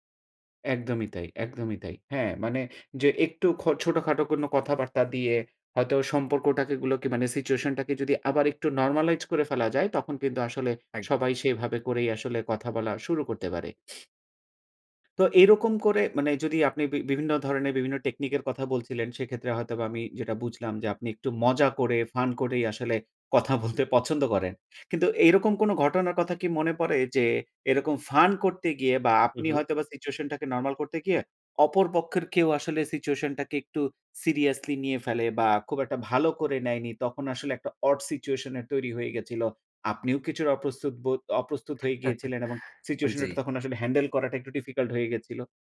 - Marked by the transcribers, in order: laughing while speaking: "কথা বলতে পছন্দ করেন"; laugh
- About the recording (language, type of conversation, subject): Bengali, podcast, মিটআপে গিয়ে আপনি কীভাবে কথা শুরু করেন?